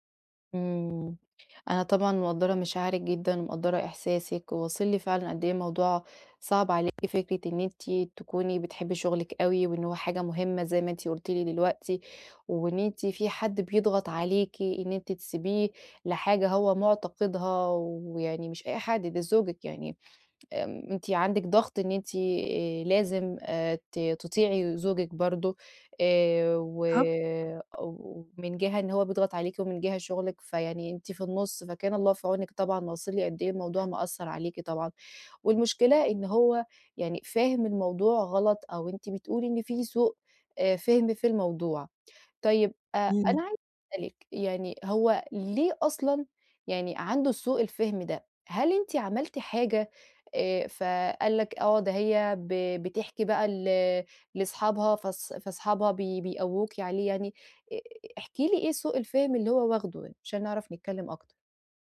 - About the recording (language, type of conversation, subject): Arabic, advice, إزاي أرجّع توازني العاطفي بعد فترات توتر؟
- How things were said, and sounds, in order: none